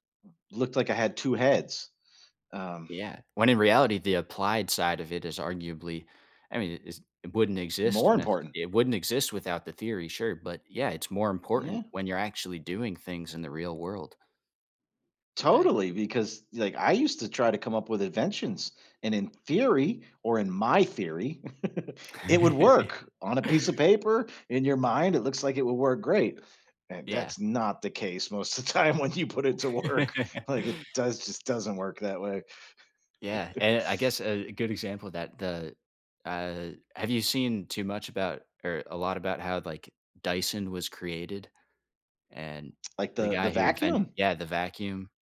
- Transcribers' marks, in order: tapping; chuckle; other background noise; laughing while speaking: "time when you put it to work"; chuckle; chuckle
- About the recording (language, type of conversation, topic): English, unstructured, What is a piece of technology that truly amazed you or changed your perspective?
- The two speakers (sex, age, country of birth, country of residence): male, 20-24, United States, United States; male, 45-49, United States, United States